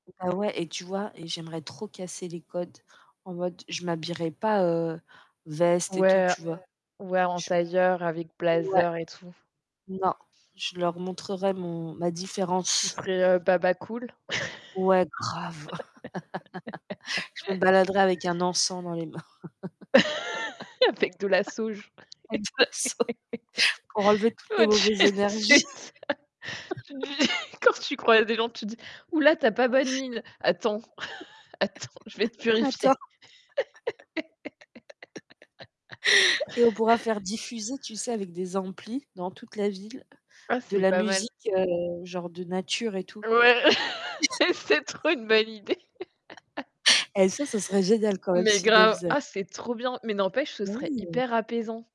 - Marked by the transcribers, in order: static; other background noise; distorted speech; background speech; laugh; chuckle; laugh; laughing while speaking: "Avec de la sauge"; laughing while speaking: "On dirait c'est ça. Tu dis quand"; chuckle; laughing while speaking: "attends"; laugh; laugh; laughing while speaking: "mais c'est trop une bonne idée !"; chuckle; laugh
- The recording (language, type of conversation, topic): French, unstructured, Comment imaginez-vous un bon maire pour votre ville ?